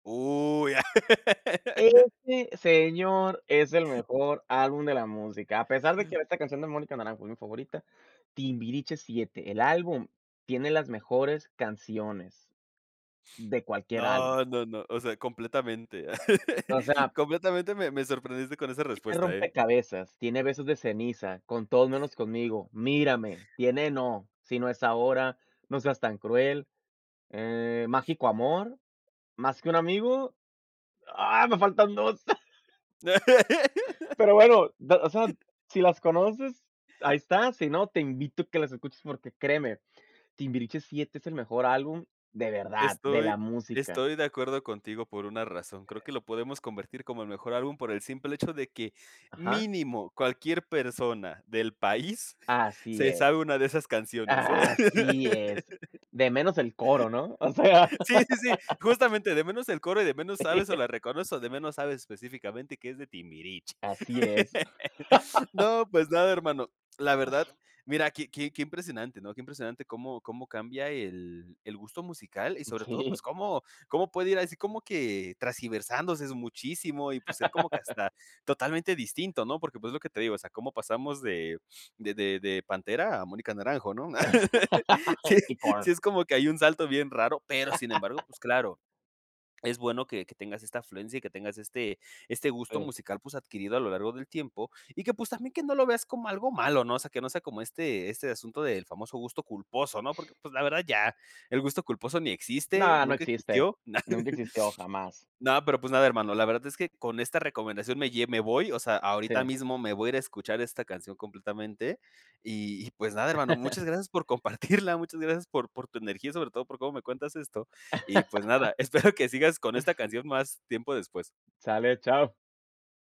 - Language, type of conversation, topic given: Spanish, podcast, ¿Cuál es tu canción favorita de todos los tiempos?
- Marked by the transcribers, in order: laugh; laugh; laugh; other noise; laugh; laugh; laugh; background speech; "tergiversándose" said as "trasgiversándose"; laugh; laugh; laughing while speaking: "Sí"; laugh; other background noise; laugh; laugh; laughing while speaking: "compartirla"; laugh; laugh; laughing while speaking: "espero"